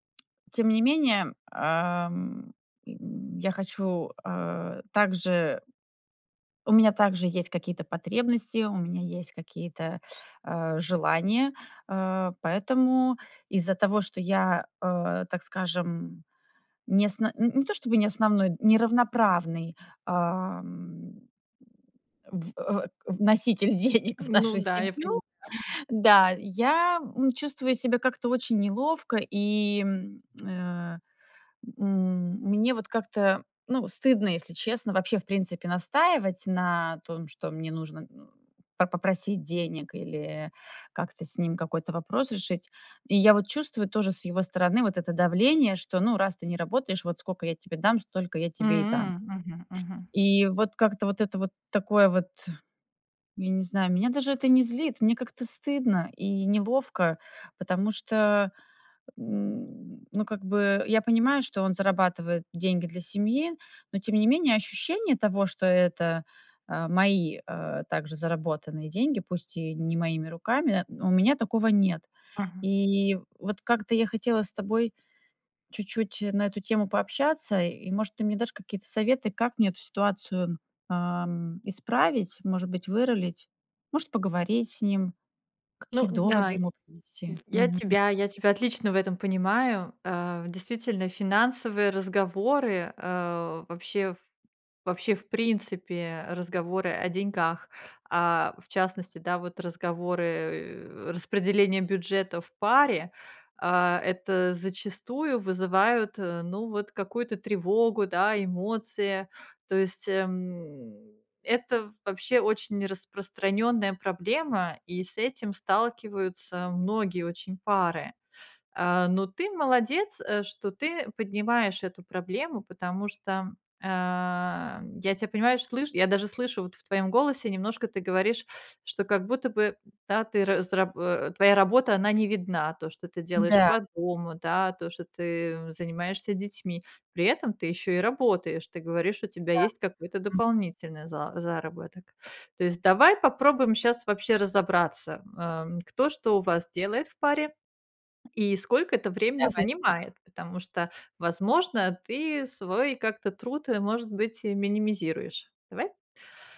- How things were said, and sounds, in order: other background noise; laughing while speaking: "вноситель денег"; grunt
- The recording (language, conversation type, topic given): Russian, advice, Как перестать ссориться с партнёром из-за распределения денег?